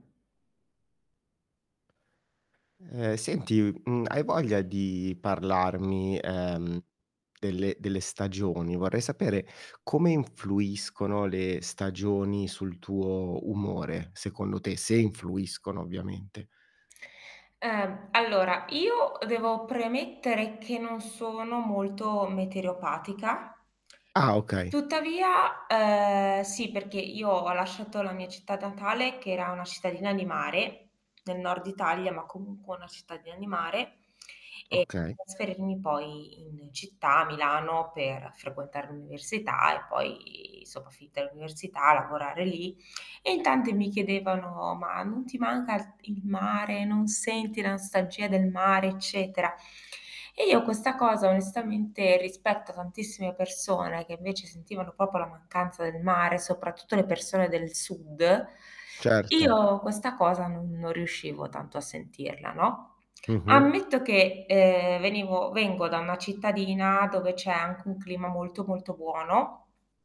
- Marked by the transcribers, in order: other background noise; tapping; static; "meteoropatica" said as "metereopatica"; drawn out: "ehm"; "natale" said as "datale"; distorted speech; drawn out: "poi"; "insomma" said as "'nsomma"; tongue click; "proprio" said as "popio"; inhale; background speech
- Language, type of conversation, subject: Italian, podcast, Secondo te, come influiscono le stagioni sul tuo umore?